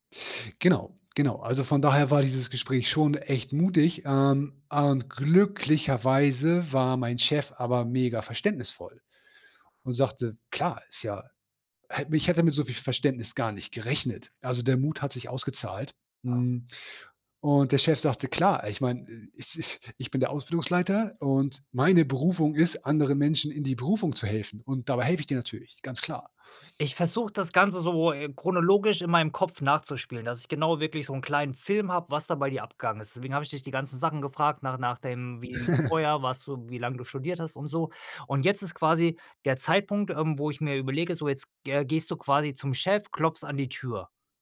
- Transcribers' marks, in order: stressed: "glücklicherweise"; chuckle; unintelligible speech
- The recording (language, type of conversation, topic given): German, podcast, Was war dein mutigstes Gespräch?